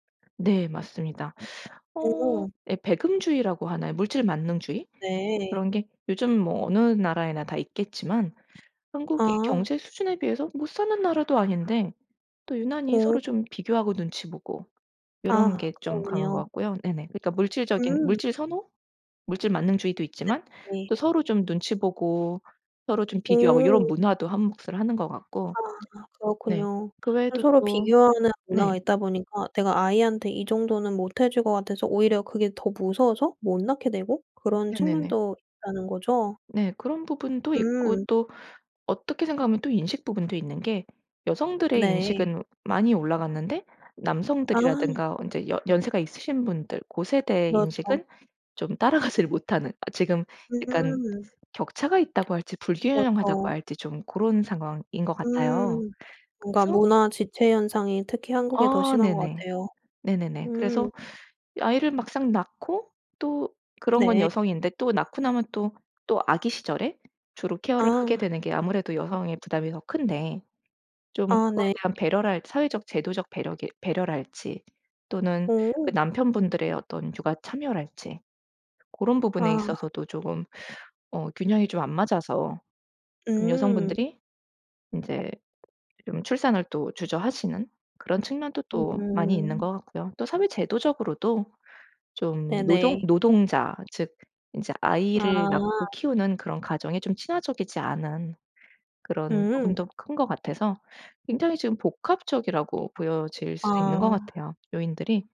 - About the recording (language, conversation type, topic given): Korean, podcast, 아이를 가질지 말지 고민할 때 어떤 요인이 가장 결정적이라고 생각하시나요?
- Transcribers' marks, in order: other background noise; tapping; laughing while speaking: "따라가지를"